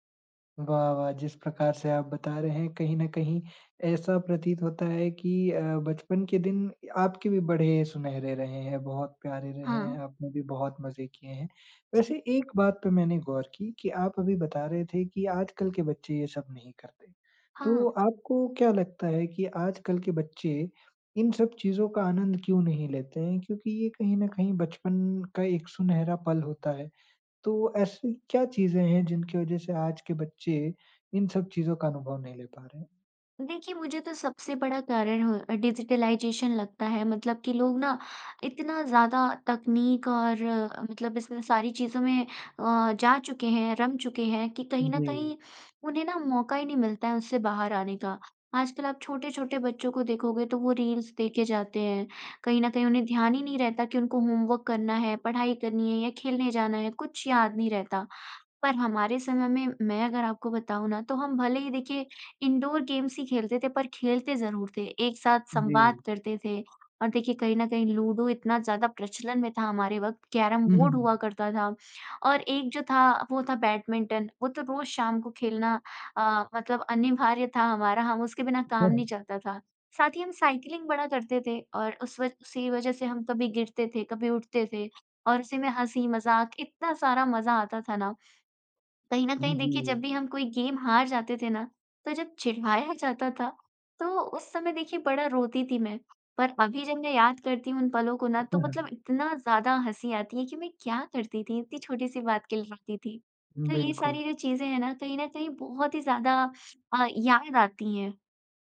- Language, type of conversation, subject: Hindi, podcast, बचपन की कौन-सी ऐसी याद है जो आज भी आपको हँसा देती है?
- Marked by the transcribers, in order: in English: "डिजिटलाइज़ेशन"; in English: "रील्स"; in English: "होमवर्क"; in English: "इंडोर-गेम्स"; laughing while speaking: "अनिवार्य"; chuckle; in English: "साइक्लिंग"; in English: "गेम"; laughing while speaking: "चिढ़ाया"